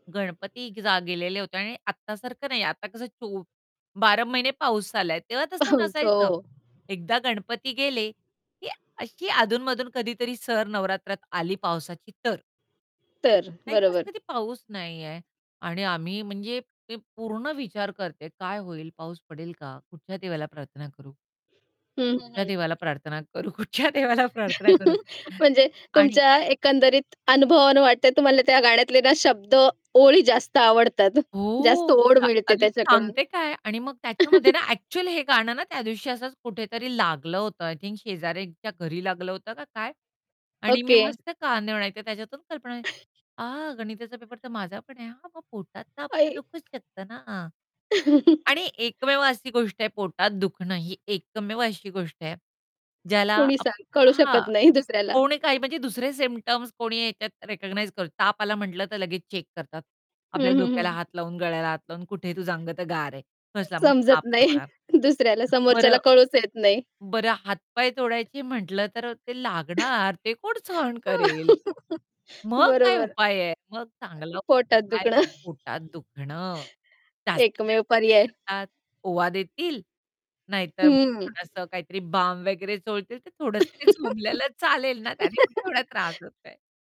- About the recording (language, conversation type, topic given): Marathi, podcast, बालपणीचं कोणतं गाणं तुम्हाला आजही मनापासून आवडतं?
- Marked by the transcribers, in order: static; laugh; stressed: "तर"; other background noise; tapping; laughing while speaking: "कुठच्या देवाला प्रार्थना करू?"; laugh; laughing while speaking: "म्हणजे तुमच्या एकंदरीत अनुभवावरून वाटतं … ओढ मिळते त्याच्याकडून"; distorted speech; chuckle; chuckle; laugh; laughing while speaking: "नाही"; in English: "रिकग्नाइज"; in English: "चेक"; laughing while speaking: "नाही. दुसऱ्याला"; laugh; laugh; laughing while speaking: "त्याने कुठे एवढा त्रास होतोय"